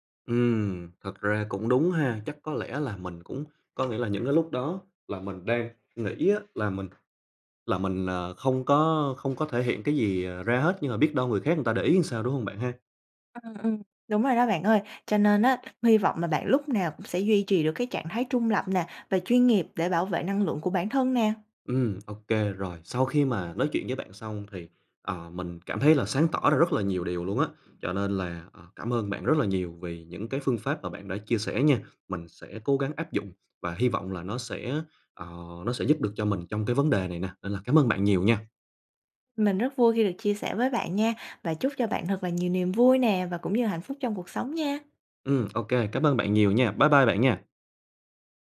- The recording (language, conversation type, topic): Vietnamese, advice, Bạn cảm thấy áp lực phải luôn tỏ ra vui vẻ và che giấu cảm xúc tiêu cực trước người khác như thế nào?
- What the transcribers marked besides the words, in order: tapping; other background noise; "làm" said as "ừn"